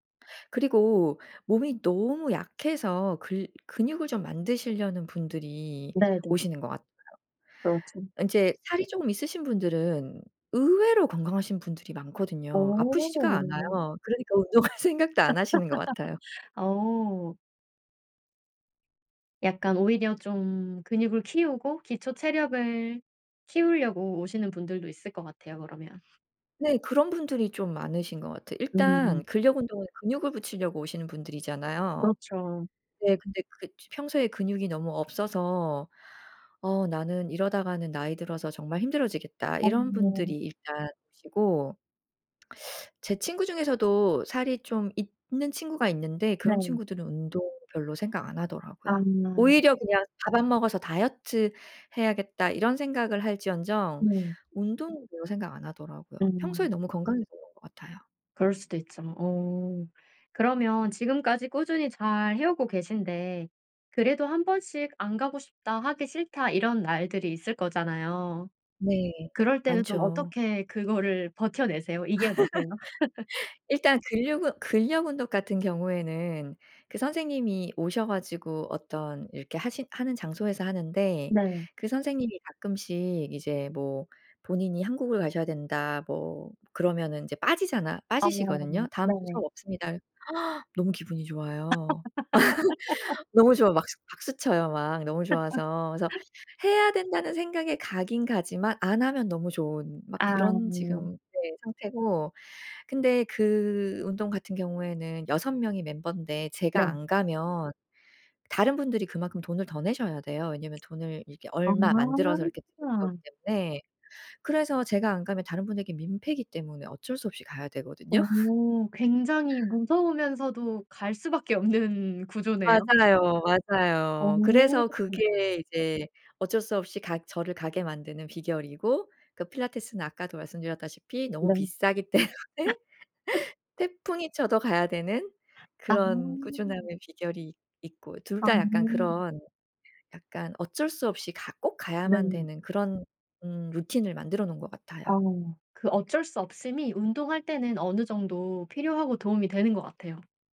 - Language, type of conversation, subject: Korean, podcast, 꾸준함을 유지하는 비결이 있나요?
- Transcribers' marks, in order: laughing while speaking: "운동할"; laugh; other background noise; background speech; tsk; teeth sucking; laughing while speaking: "그거를"; laugh; gasp; laugh; laugh; tapping; laugh; laughing while speaking: "없는"; laugh; laughing while speaking: "때문에"; laugh